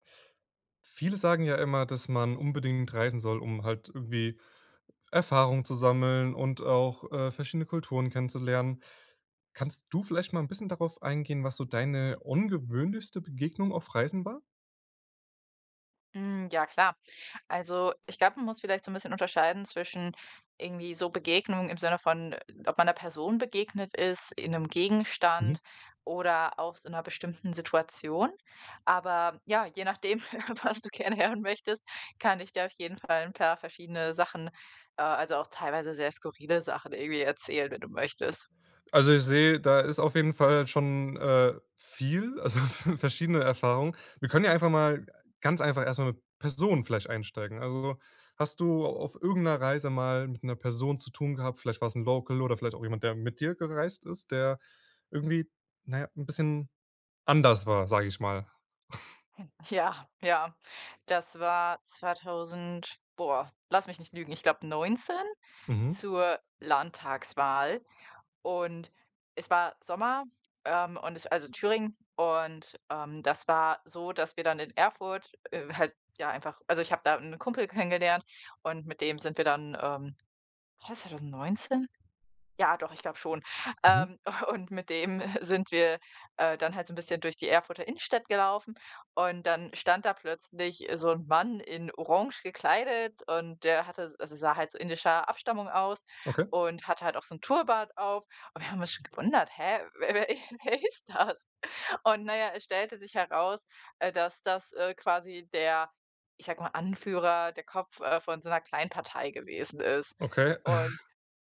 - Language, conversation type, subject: German, podcast, Was war deine ungewöhnlichste Begegnung auf Reisen?
- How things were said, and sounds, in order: laughing while speaking: "nachdem, was du gerne hören möchtest"; laughing while speaking: "also, v verschiedene"; in English: "Local"; chuckle; other noise; laughing while speaking: "Ja"; laughing while speaking: "Und"; laughing while speaking: "wer wer wer ist das?"; chuckle